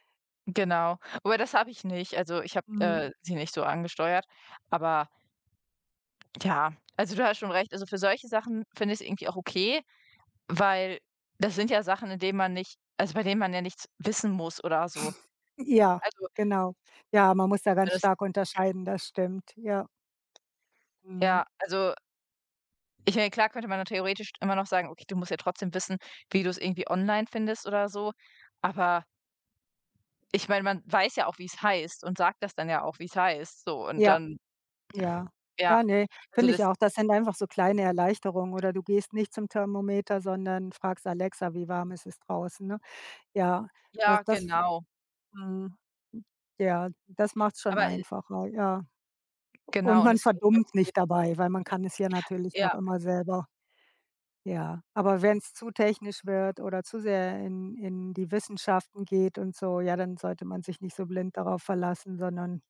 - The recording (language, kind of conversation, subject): German, unstructured, Wie verändert Technologie unseren Alltag?
- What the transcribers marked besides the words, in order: chuckle; other background noise; other noise